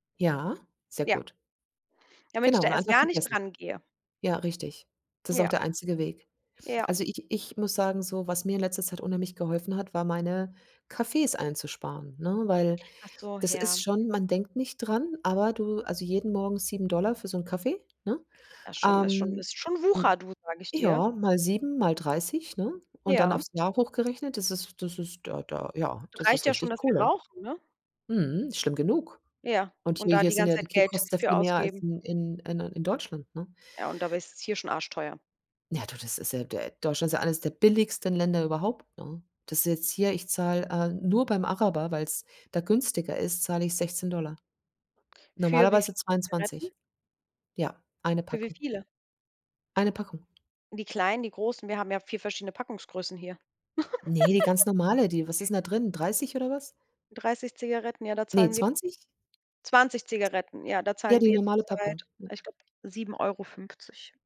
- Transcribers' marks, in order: other background noise; giggle; other noise
- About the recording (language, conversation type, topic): German, unstructured, Was ist dein bester Tipp, um Geld zu sparen?